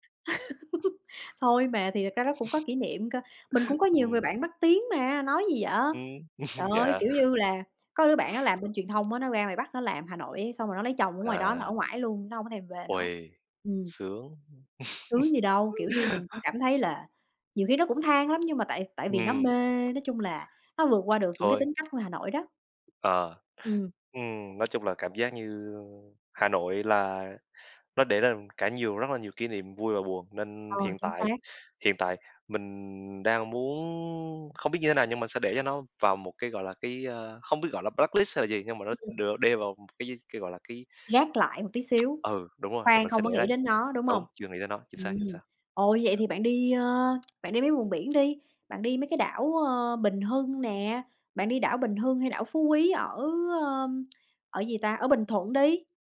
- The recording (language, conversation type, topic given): Vietnamese, unstructured, Bạn muốn khám phá địa điểm nào nhất trên thế giới?
- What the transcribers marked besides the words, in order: laugh; other background noise; chuckle; tapping; laugh; tsk; in English: "blacklist"; tsk; tsk